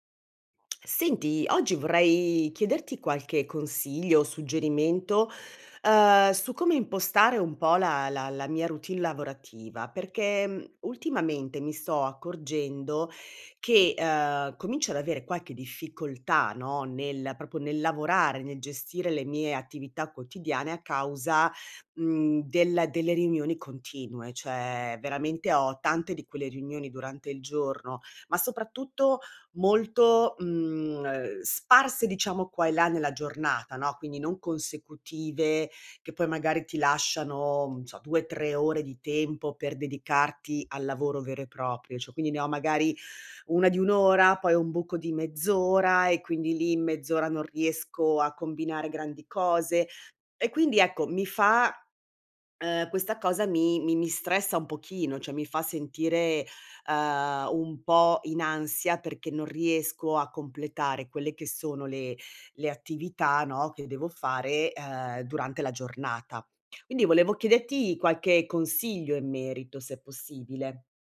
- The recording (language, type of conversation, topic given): Italian, advice, Come posso gestire un lavoro frammentato da riunioni continue?
- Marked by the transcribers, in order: "proprio" said as "propo"; "riunioni" said as "rinioni"; "non" said as "n"; "chiederti" said as "chiedeti"